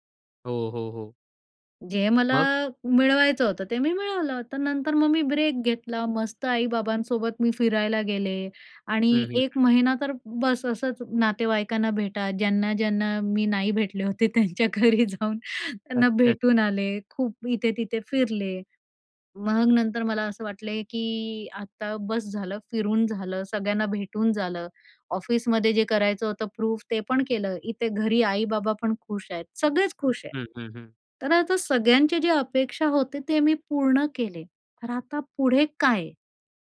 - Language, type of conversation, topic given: Marathi, podcast, करिअर बदलताना तुला सगळ्यात मोठी भीती कोणती वाटते?
- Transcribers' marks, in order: in English: "ब्रेक"; laughing while speaking: "भेटले होते त्यांच्या घरी जाऊन"; other background noise; in English: "प्रूफ"